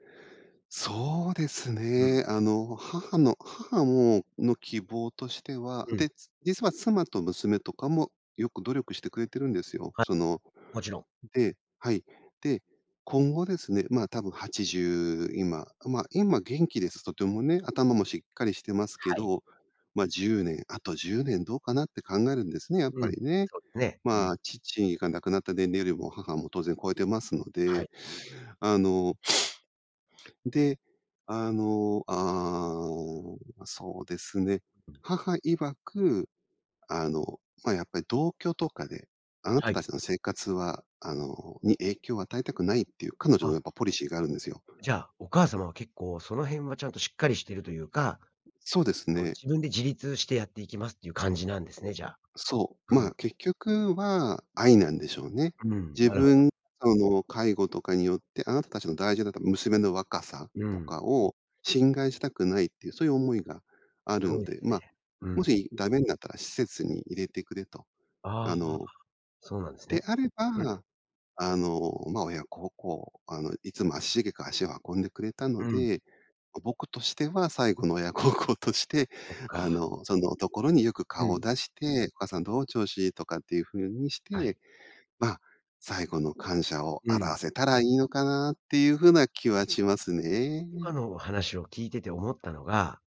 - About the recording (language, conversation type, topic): Japanese, podcast, 親との価値観の違いを、どのように乗り越えましたか？
- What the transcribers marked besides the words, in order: drawn out: "ああ"; tapping; other noise; laughing while speaking: "親孝行として"